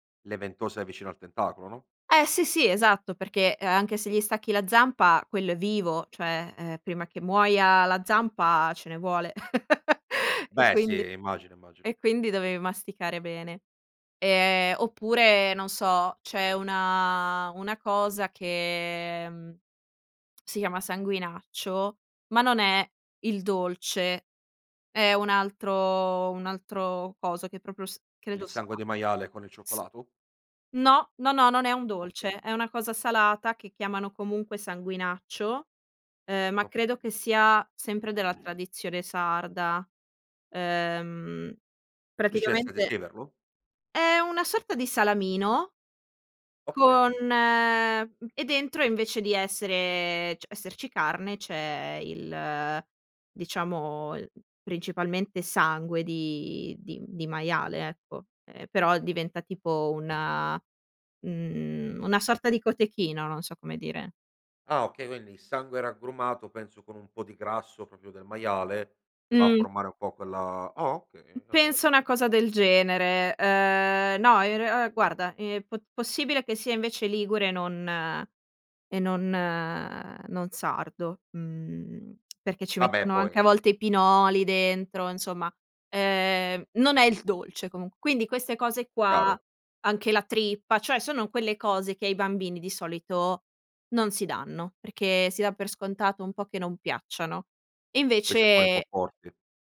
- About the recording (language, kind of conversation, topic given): Italian, podcast, Qual è un piatto che ti ha fatto cambiare gusti?
- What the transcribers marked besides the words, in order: chuckle; "proprio" said as "propio"; unintelligible speech; throat clearing; "cioè" said as "ceh"; "proprio" said as "propio"; tsk